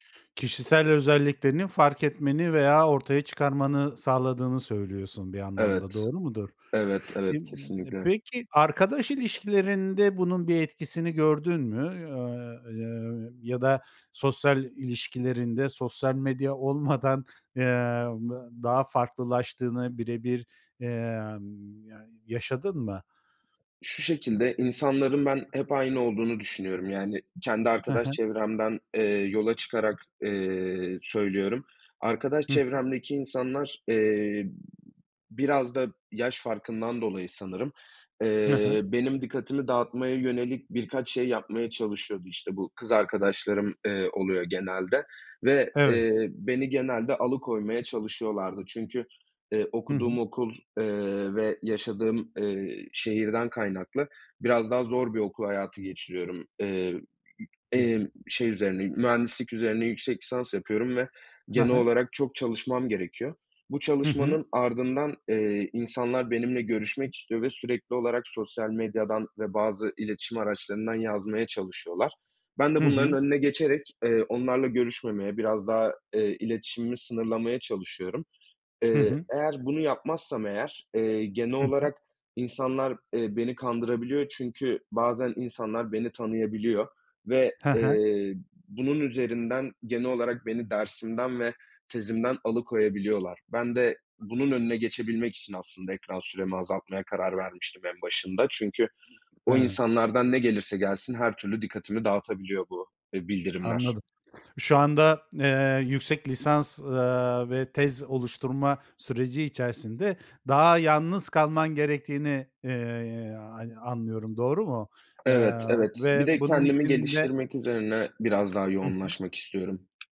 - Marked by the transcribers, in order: other background noise; other noise; tapping
- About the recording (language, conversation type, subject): Turkish, podcast, Ekran süresini azaltmak için ne yapıyorsun?